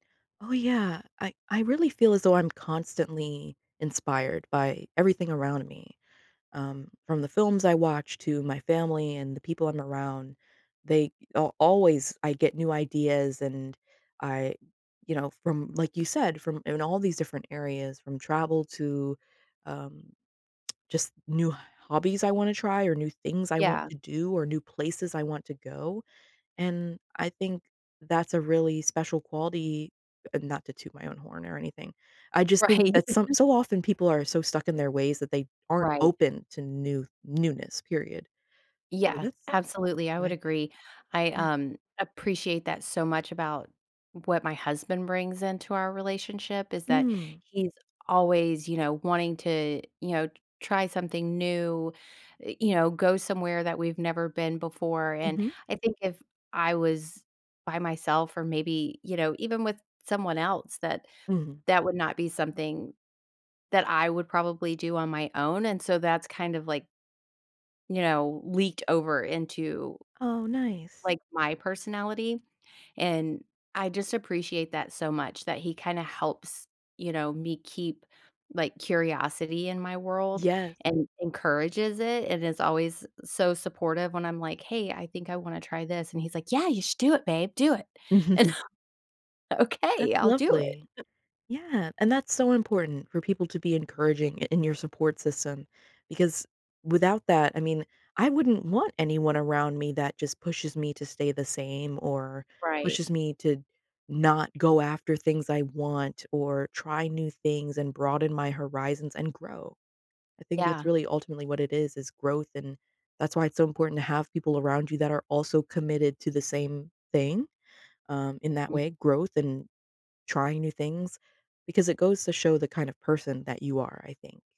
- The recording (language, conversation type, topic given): English, unstructured, What habits help me feel more creative and open to new ideas?
- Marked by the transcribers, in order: tsk; laughing while speaking: "Right"; put-on voice: "Yeah. You should do it, babe. Do it"; chuckle; laughing while speaking: "Okay"; chuckle